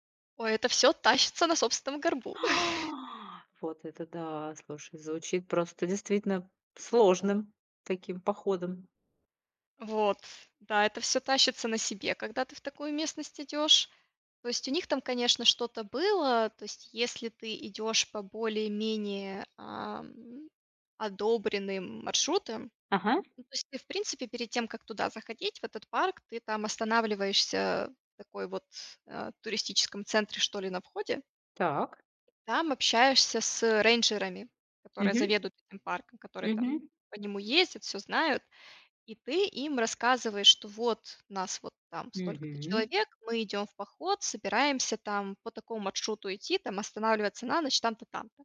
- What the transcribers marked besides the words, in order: gasp; chuckle; tapping
- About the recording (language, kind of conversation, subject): Russian, podcast, Какой поход на природу был твоим любимым и почему?